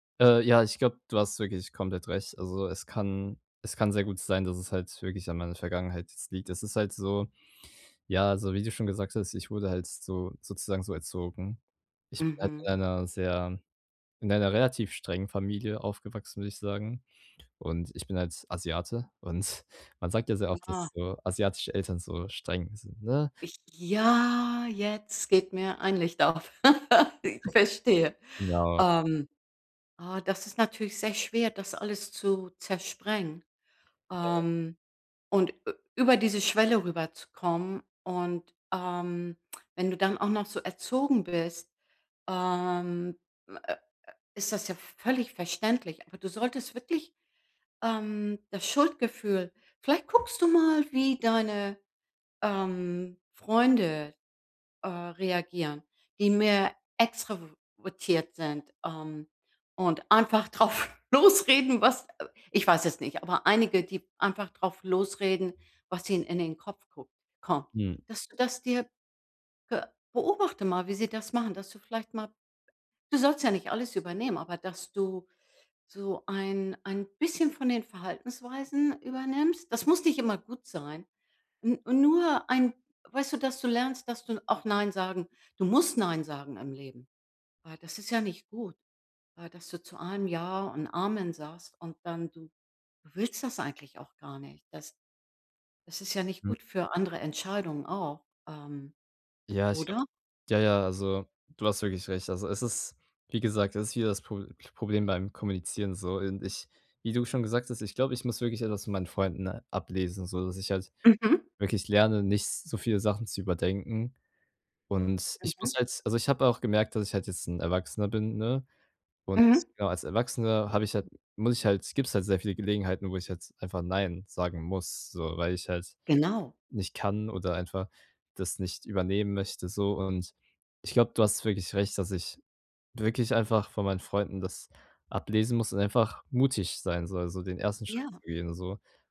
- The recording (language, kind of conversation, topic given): German, advice, Wie kann ich höflich Nein zu Einladungen sagen, ohne Schuldgefühle zu haben?
- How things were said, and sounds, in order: laugh; laughing while speaking: "Ich verstehe"; other noise; "extrovertiert" said as "extrowvertiert"; laughing while speaking: "losreden"